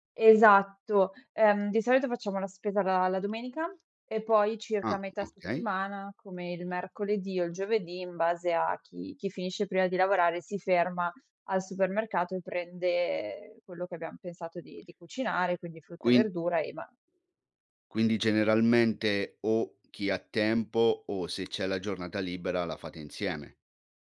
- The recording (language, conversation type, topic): Italian, podcast, Come organizzi la spesa per ridurre sprechi e imballaggi?
- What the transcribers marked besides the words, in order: other background noise